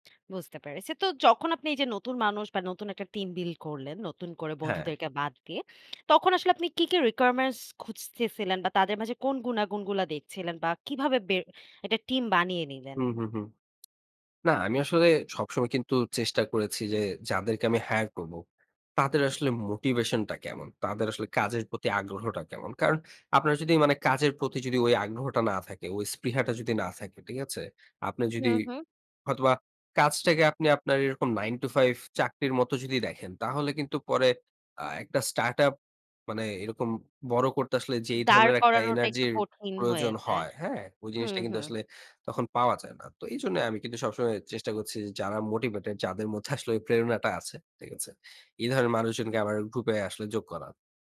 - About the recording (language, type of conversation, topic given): Bengali, podcast, প্রেরণা টিকিয়ে রাখার জন্য তোমার টিপস কী?
- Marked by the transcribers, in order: in English: "requirements"; tapping; in English: "hire"; in English: "nine to five"; in English: "startup"; scoff